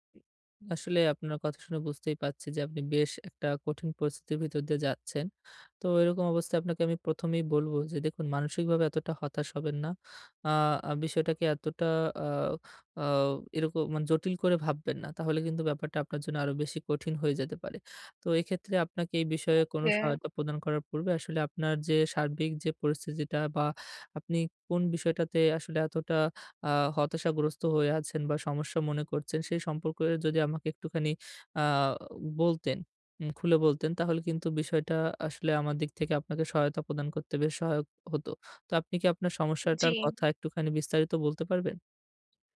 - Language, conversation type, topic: Bengali, advice, স্বাস্থ্যবীমা ও চিকিৎসা নিবন্ধন
- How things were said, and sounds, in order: other background noise